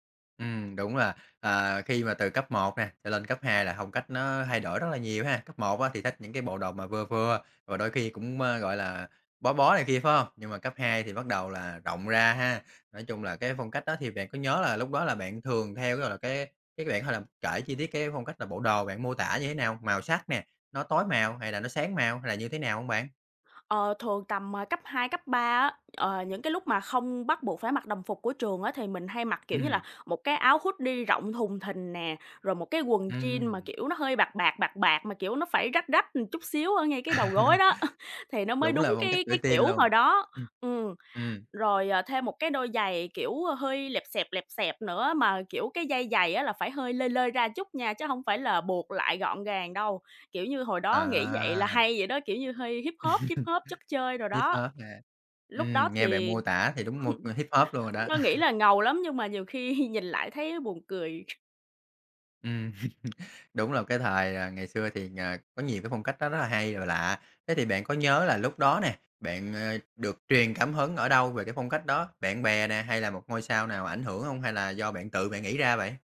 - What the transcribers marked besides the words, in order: tapping; laughing while speaking: "Ừm"; in English: "hoodie"; laugh; laughing while speaking: "đó"; laugh; chuckle; laugh; laughing while speaking: "khi"; other background noise; laugh
- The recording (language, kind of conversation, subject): Vietnamese, podcast, Phong cách cá nhân của bạn đã thay đổi như thế nào theo thời gian?